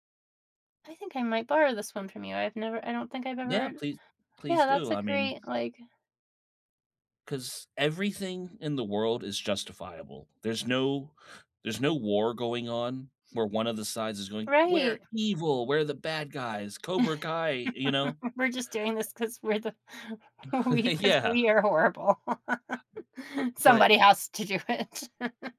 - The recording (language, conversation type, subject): English, unstructured, What does success look like for you in the future?
- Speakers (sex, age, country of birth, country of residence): female, 55-59, United States, United States; male, 35-39, United States, United States
- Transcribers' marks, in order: chuckle; laughing while speaking: "We're just doing this 'cause we're the we 'cause we are horrible"; chuckle; laughing while speaking: "Yeah"; other background noise; laugh; put-on voice: "Somebody has"; laughing while speaking: "to do it"